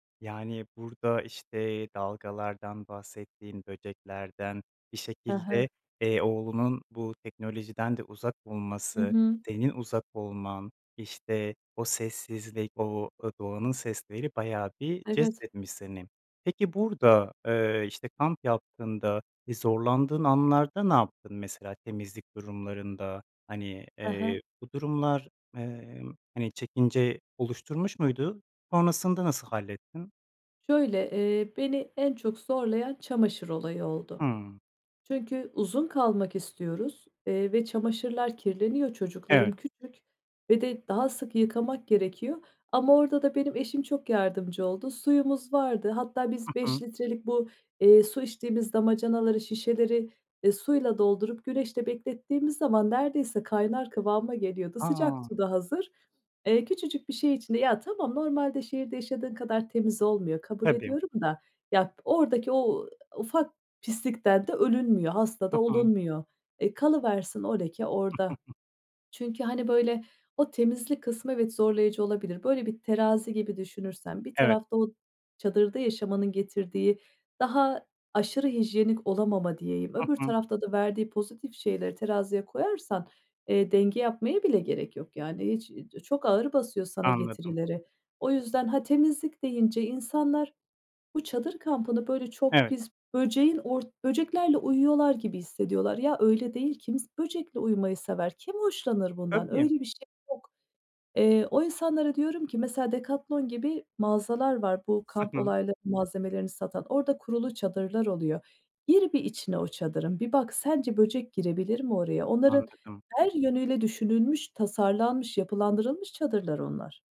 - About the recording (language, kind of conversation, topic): Turkish, podcast, Doğayla ilgili en unutamadığın anını anlatır mısın?
- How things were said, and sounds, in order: chuckle; other background noise